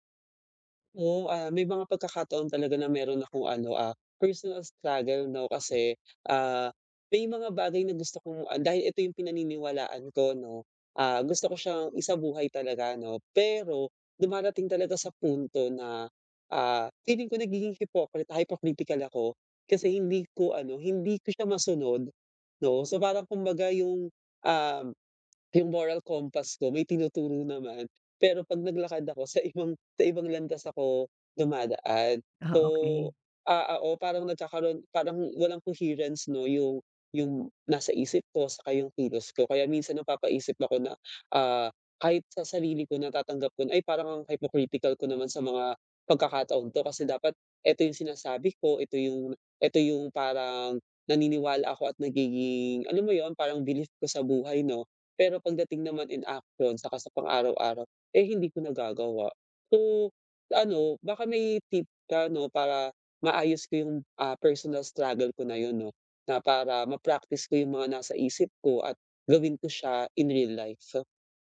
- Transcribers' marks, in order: other background noise; in English: "hypocritical"; tapping; in English: "moral compass"; in English: "coherence"; in English: "hypocritical"
- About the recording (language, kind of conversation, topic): Filipino, advice, Paano ko maihahanay ang aking mga ginagawa sa aking mga paniniwala?